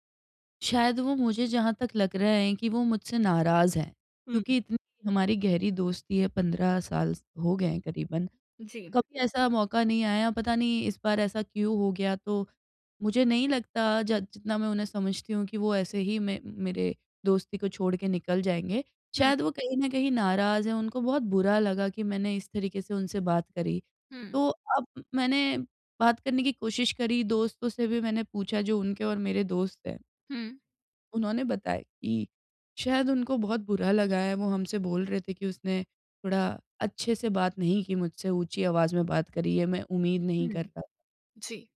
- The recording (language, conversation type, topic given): Hindi, advice, गलतफहमियों को दूर करना
- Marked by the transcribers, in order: none